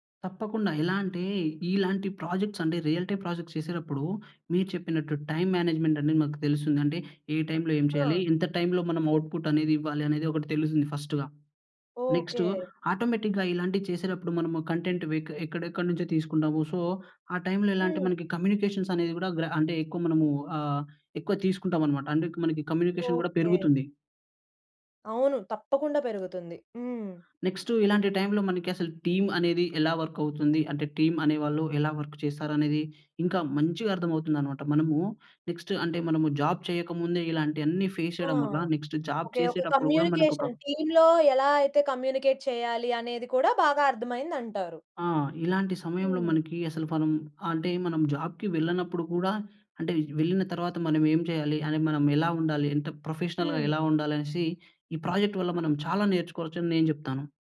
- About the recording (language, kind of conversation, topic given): Telugu, podcast, పాఠశాల లేదా కాలేజీలో మీరు బృందంగా చేసిన ప్రాజెక్టు అనుభవం మీకు ఎలా అనిపించింది?
- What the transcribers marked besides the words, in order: in English: "ప్రాజెక్ట్స్"; in English: "రియల్టీ ప్రాజెక్ట్స్"; in English: "టైమ్ మేనేజ్మెంట్"; in English: "ఔట్‌పుట్"; in English: "ఫస్ట్‌గా. నెక్స్ట్ ఆటోమేటిక్‌గా"; in English: "కంటెంట్"; in English: "సో"; in English: "కమ్యూనికేషన్స్"; in English: "కమ్యూనికేషన్"; in English: "టీమ్"; in English: "వర్క్"; in English: "టీమ్"; in English: "వర్క్"; in English: "నెక్స్ట్"; in English: "జాబ్"; in English: "ఫేస్"; in English: "నెక్స్ట్ జాబ్"; in English: "కమ్యూనికేషన్, టీమ్‌లో"; in English: "కమ్యూనికేట్"; in English: "జాబ్‌కి"; in English: "ప్రొఫెషనల్‌గా"; in English: "ప్రాజెక్ట్"